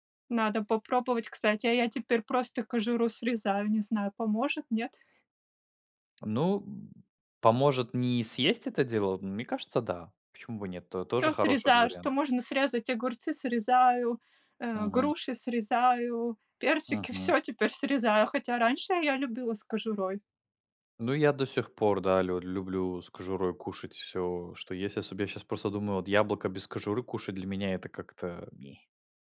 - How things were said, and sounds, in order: other background noise; tapping; disgusted: "ме"
- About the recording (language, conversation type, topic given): Russian, unstructured, Как ты убеждаешь близких питаться более полезной пищей?